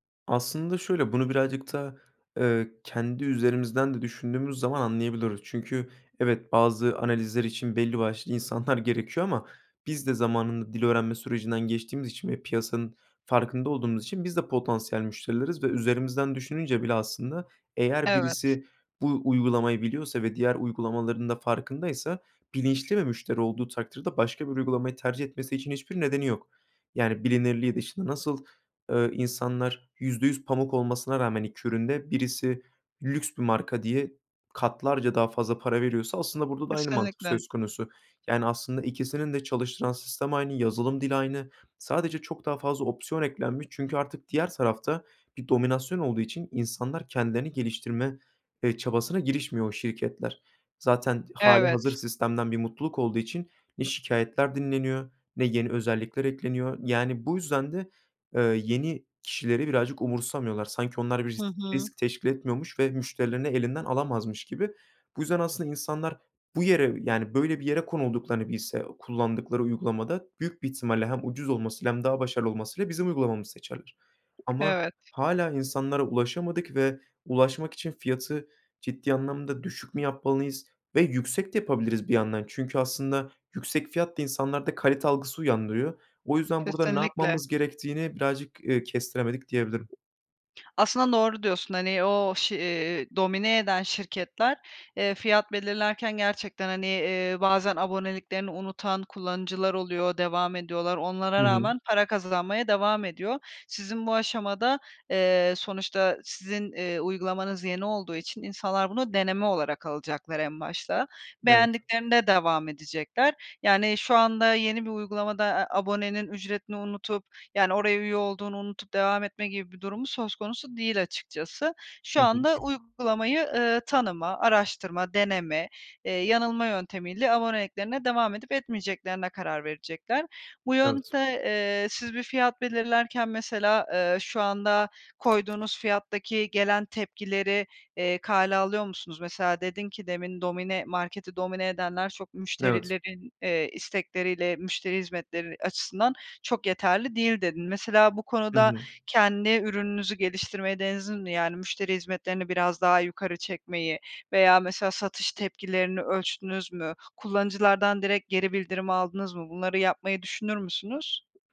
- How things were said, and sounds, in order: other background noise; tapping; unintelligible speech
- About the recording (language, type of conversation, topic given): Turkish, advice, Ürün ya da hizmetim için doğru fiyatı nasıl belirleyebilirim?